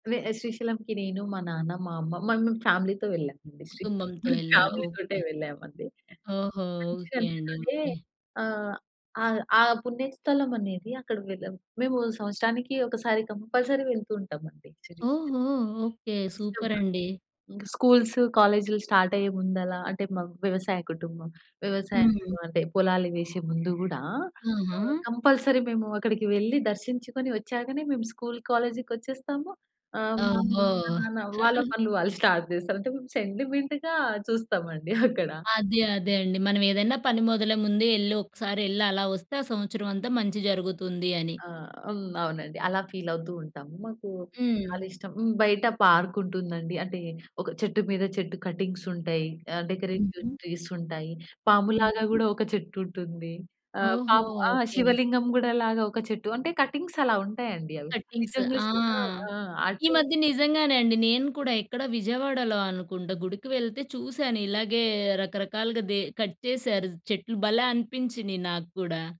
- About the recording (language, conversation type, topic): Telugu, podcast, ఒక పుణ్యస్థలానికి వెళ్లినప్పుడు మీలో ఏ మార్పు వచ్చింది?
- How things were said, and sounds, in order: in English: "ఫ్యామిలీతో"; giggle; in English: "ఫ్యామిలీతోటే"; in English: "కంపల్సరీ"; in English: "స్టార్ట్"; in English: "కంపల్సరీ"; chuckle; in English: "స్టార్ట్"; in English: "సెంటిమెంట్‌గా"; giggle; in English: "ఫీల్"; in English: "కటింగ్స్"; in English: "డెకరేటివ్ ట్రీస్"; in English: "కటింగ్స్"; in English: "కటింగ్స్"; in English: "కట్"